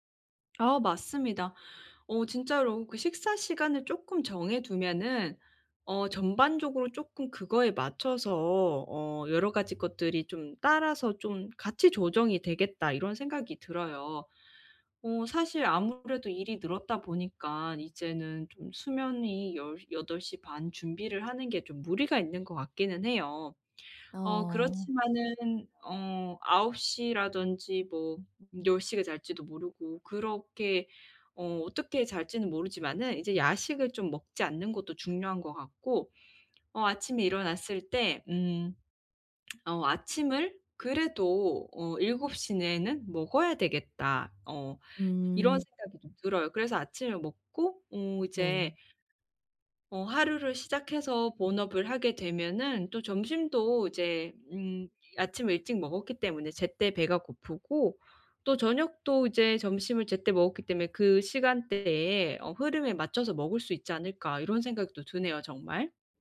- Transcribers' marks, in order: tapping
- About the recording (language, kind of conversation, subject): Korean, advice, 저녁에 마음을 가라앉히는 일상을 어떻게 만들 수 있을까요?